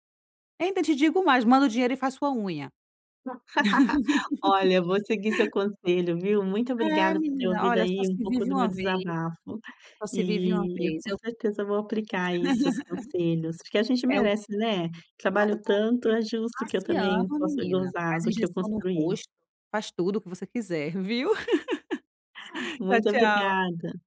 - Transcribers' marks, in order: laugh; laugh; other background noise; laugh; unintelligible speech; laugh
- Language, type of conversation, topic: Portuguese, advice, Como posso lidar com minhas crenças limitantes e mudar meu diálogo interno?